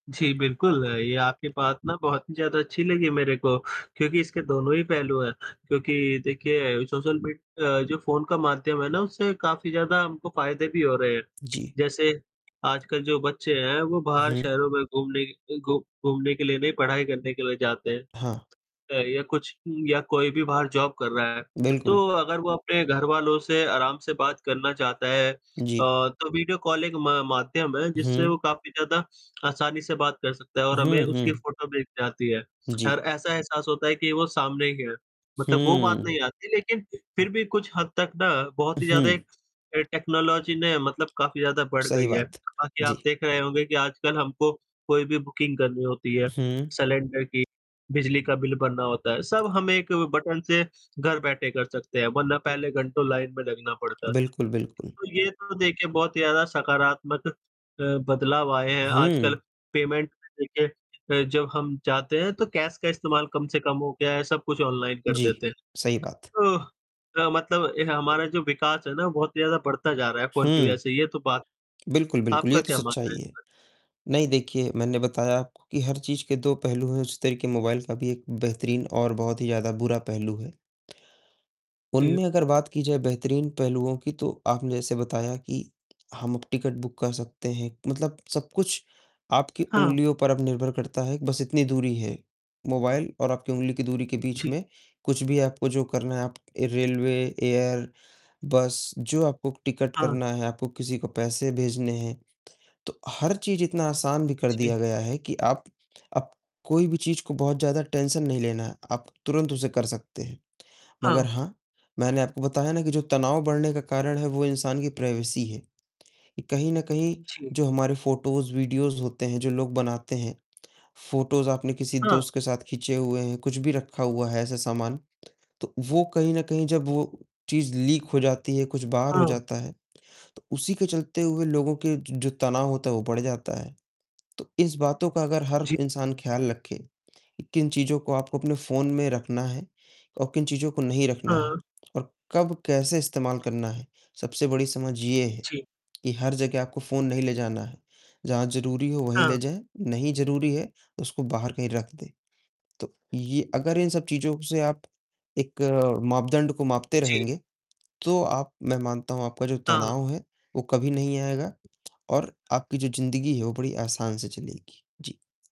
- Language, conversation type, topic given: Hindi, unstructured, आपके अनुसार मोबाइल फोन ने हमारी ज़िंदगी कैसे बदल दी है?
- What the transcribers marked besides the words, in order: static; distorted speech; tapping; in English: "जॉब"; in English: "टेक्नोलॉजी"; in English: "बुकिंग"; in English: "लाइन"; in English: "पेमेंट"; in English: "बुक"; in English: "टेंशन"; in English: "प्राइवेसी"; in English: "फ़ोटोज़, वीडियोज"; in English: "फ़ोटोज़"; in English: "लीक"